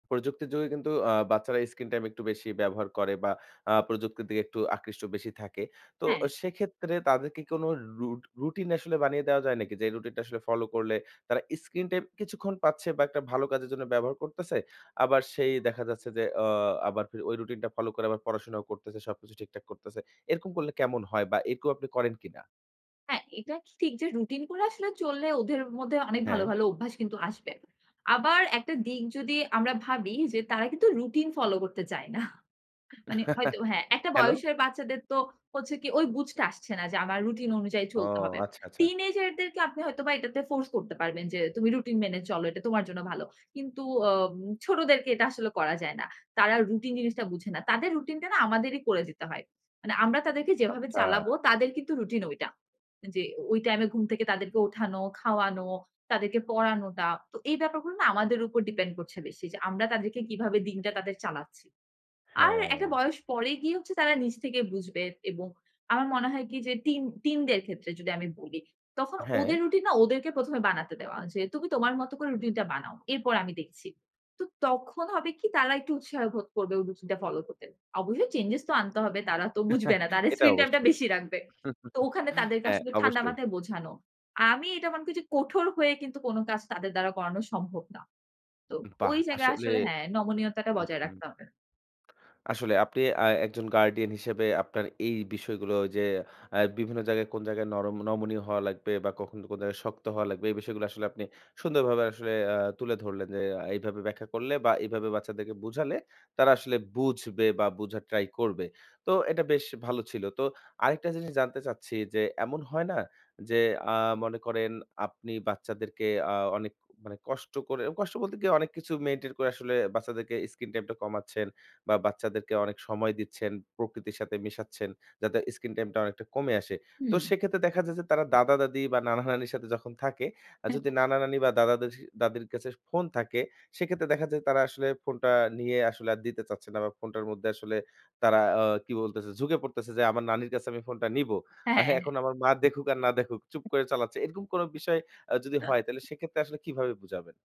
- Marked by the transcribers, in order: chuckle; chuckle; chuckle; chuckle; chuckle
- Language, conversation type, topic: Bengali, podcast, শিশুদের জন্য পর্দার সামনে সময় কতটা এবং কীভাবে নির্ধারণ করবেন?